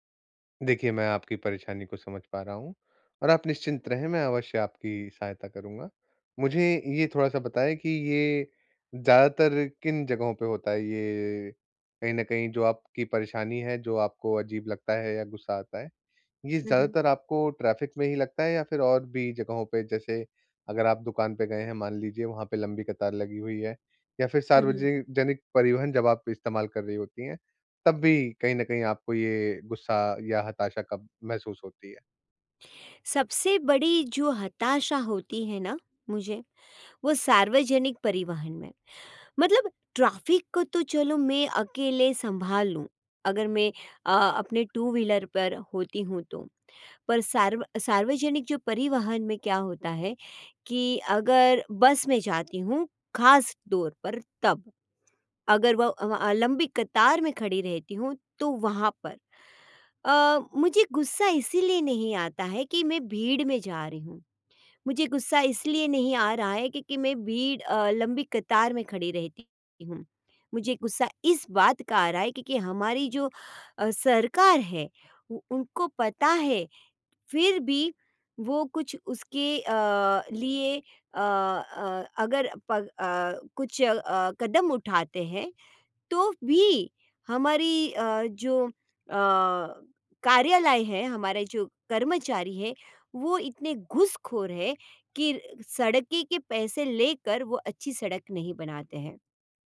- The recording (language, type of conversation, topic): Hindi, advice, ट्रैफिक या कतार में मुझे गुस्सा और हताशा होने के शुरुआती संकेत कब और कैसे समझ में आते हैं?
- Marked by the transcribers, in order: in English: "ट्रैफ़िक"; in English: "ट्रैफ़िक"; in English: "टू व्हीलर"; "सड़क" said as "सड़की"